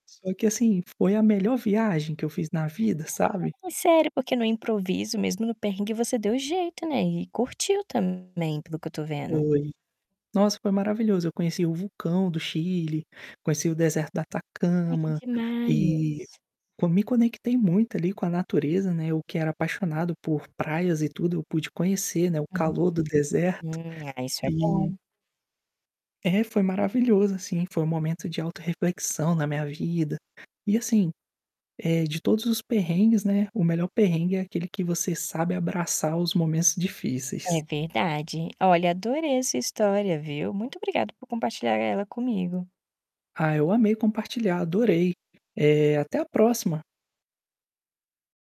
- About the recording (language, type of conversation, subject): Portuguese, podcast, Qual foi o maior perrengue de viagem que você já passou?
- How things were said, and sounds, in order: other background noise; distorted speech; static